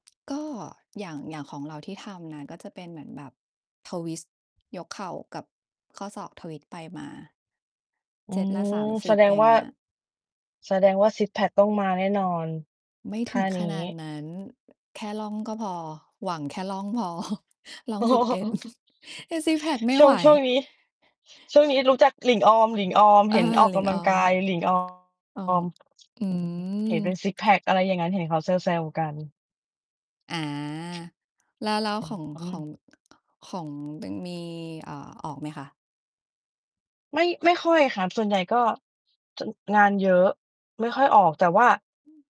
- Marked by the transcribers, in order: distorted speech; in English: "ทวิสต์"; in English: "ทวิสต์"; other background noise; chuckle; laughing while speaking: "อ๋อ"; chuckle; tapping
- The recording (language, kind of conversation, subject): Thai, unstructured, คุณคิดว่าการออกกำลังกายช่วยเปลี่ยนแปลงชีวิตคุณอย่างไร?